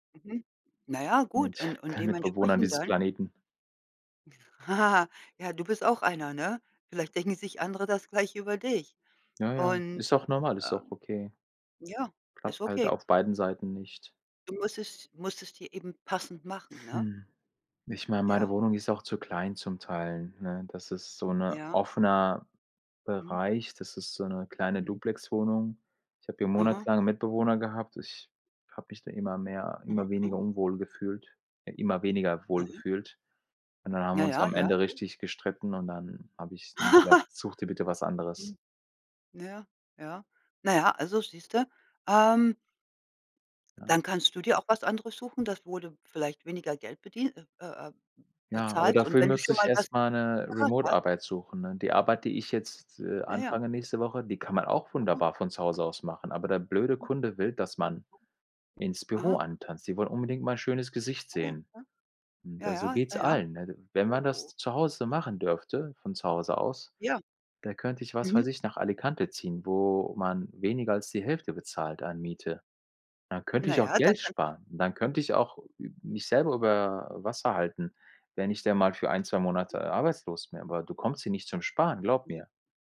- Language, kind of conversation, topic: German, unstructured, Wie reagierst du, wenn deine Familie deine Entscheidungen kritisiert?
- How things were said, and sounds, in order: chuckle; tapping; chuckle; unintelligible speech; other noise; other background noise